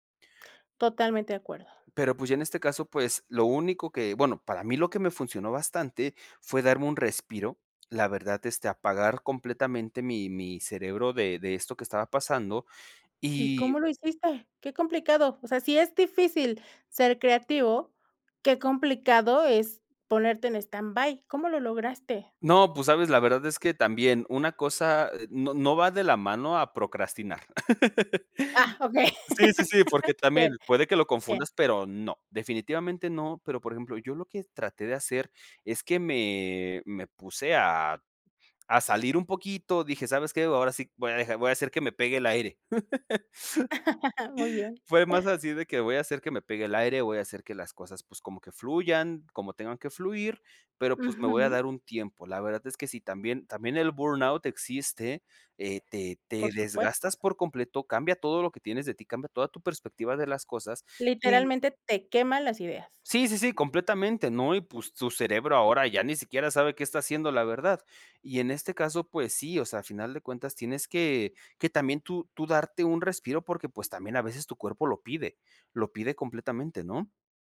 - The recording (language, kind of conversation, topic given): Spanish, podcast, ¿Cómo usas el fracaso como trampolín creativo?
- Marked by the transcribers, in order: other noise; in English: "standby"; laugh; laugh; in English: "burnout"